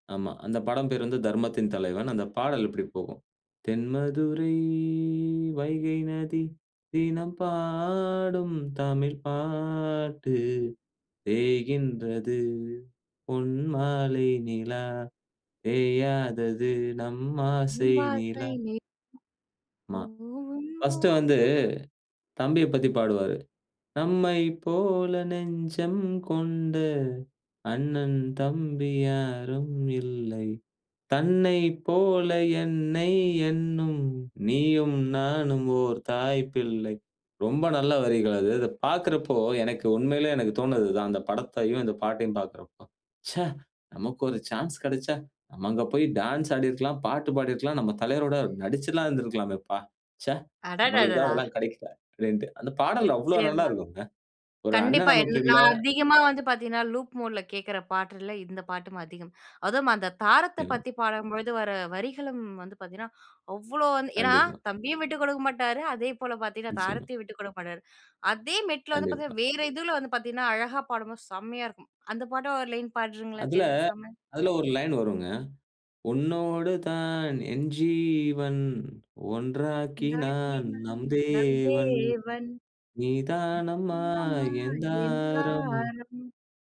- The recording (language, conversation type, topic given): Tamil, podcast, வயது அதிகரிக்கும்போது இசை ரசனை எப்படி மாறுகிறது?
- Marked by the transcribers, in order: singing: "தென்மதுரை வைகை நதி, தினம் பாடும் … நம் ஆசை நிலா!"; singing: "நம் ஆசை நிலா. போகும், தோறும்"; other noise; singing: "நம்மை போல நெஞ்சம் கொண்ட, அண்ணன் … ஓர் தாய் பிள்ளை!"; in English: "லூப் மோட்ல"; inhale; inhale; singing: "உன்னோடு தான் என்ஜீவன், ஒன்றாக்கி நான் நம் தேவன். நீதானமா என் தாரம்!"; singing: "ஒன்றாக்கினான் நம் தேவன். நீதானம்மா என் தாரம்"